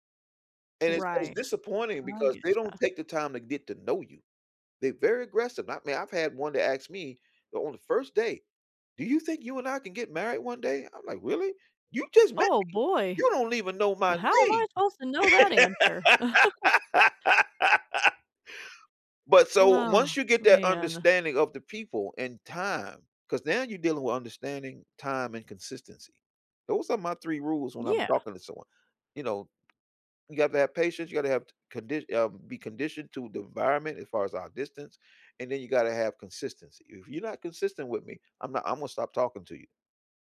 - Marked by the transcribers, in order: laugh; chuckle; tapping
- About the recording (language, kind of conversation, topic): English, unstructured, How can I keep a long-distance relationship feeling close without constant check-ins?